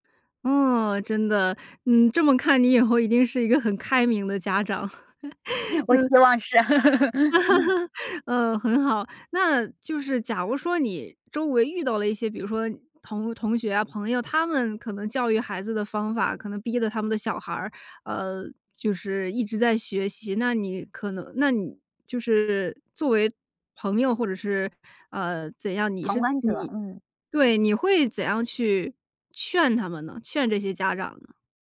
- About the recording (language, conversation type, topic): Chinese, podcast, 你觉得学习和玩耍怎么搭配最合适?
- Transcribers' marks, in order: chuckle; laugh